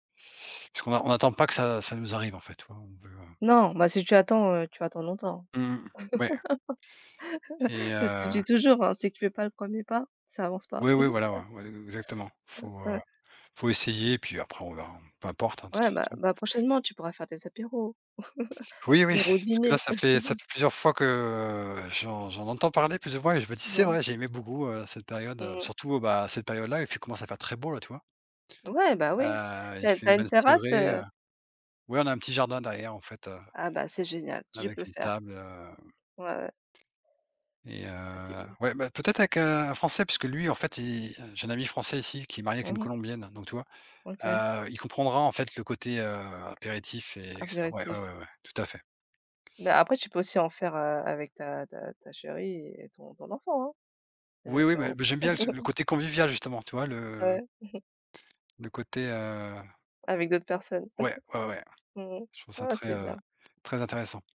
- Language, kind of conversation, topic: French, unstructured, Qu’est-ce qui te fait te sentir chez toi dans un endroit ?
- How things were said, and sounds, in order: laugh; laugh; unintelligible speech; laugh; laugh; chuckle; chuckle